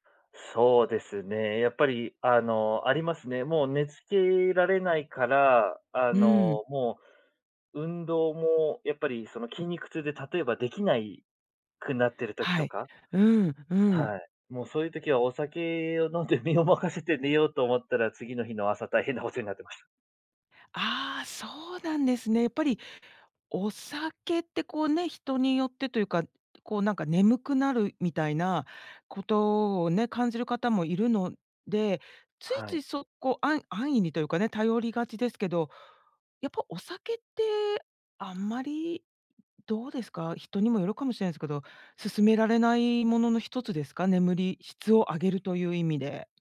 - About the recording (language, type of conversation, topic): Japanese, podcast, 睡眠の質を上げるために、普段どんな工夫をしていますか？
- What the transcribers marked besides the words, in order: laughing while speaking: "飲んで身を任せて寝よう"; laughing while speaking: "大変なことになってました"